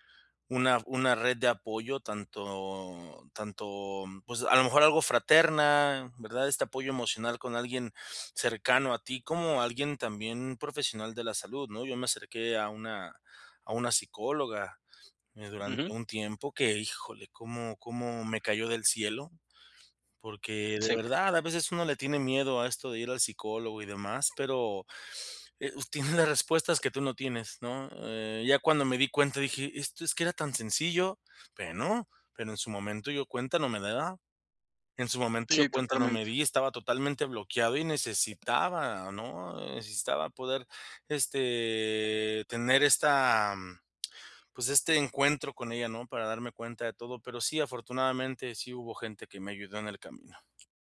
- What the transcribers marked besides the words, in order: drawn out: "tanto tanto"; other background noise
- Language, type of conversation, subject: Spanish, advice, ¿Cómo puedo sobrellevar las despedidas y los cambios importantes?